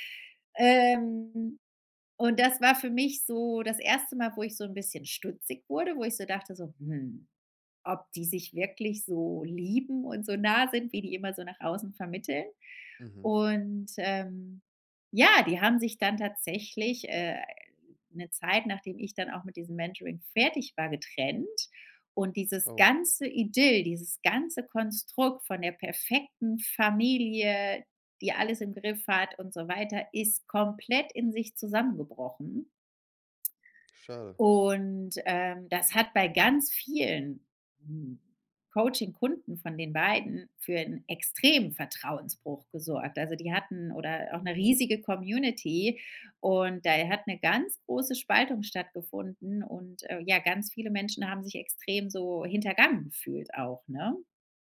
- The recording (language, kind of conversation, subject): German, podcast, Welche Rolle spielt Vertrauen in Mentoring-Beziehungen?
- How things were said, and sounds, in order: other background noise; drawn out: "Und"; stressed: "ja"; drawn out: "Und"; stressed: "extremen"